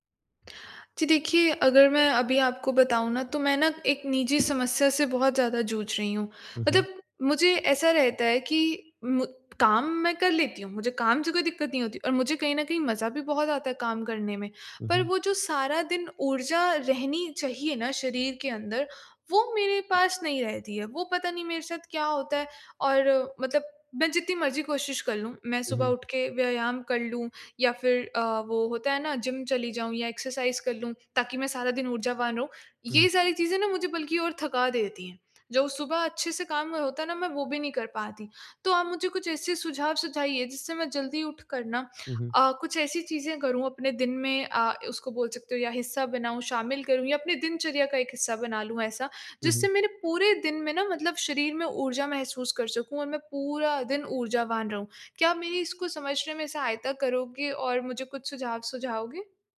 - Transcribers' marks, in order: in English: "एक्सरसाइज़"
- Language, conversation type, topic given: Hindi, advice, दिन भर ऊर्जावान रहने के लिए कौन-सी आदतें अपनानी चाहिए?
- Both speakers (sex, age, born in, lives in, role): female, 25-29, India, India, user; male, 20-24, India, India, advisor